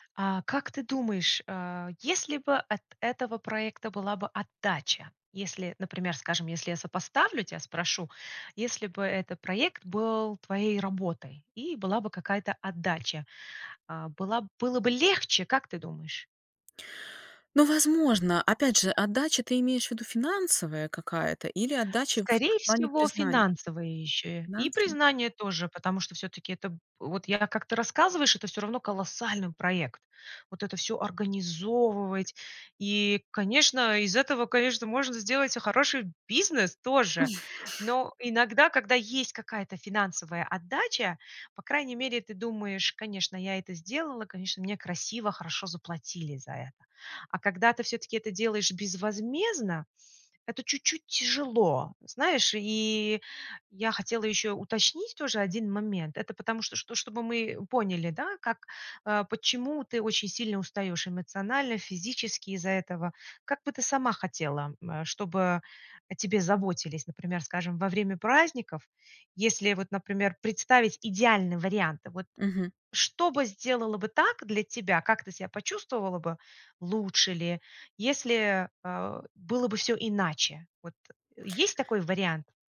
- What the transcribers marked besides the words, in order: other background noise; stressed: "легче"; stressed: "колоссальный"; stressed: "организовывать"; stressed: "бизнес"; chuckle; tapping
- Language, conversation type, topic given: Russian, advice, Как справиться с перегрузкой и выгоранием во время отдыха и праздников?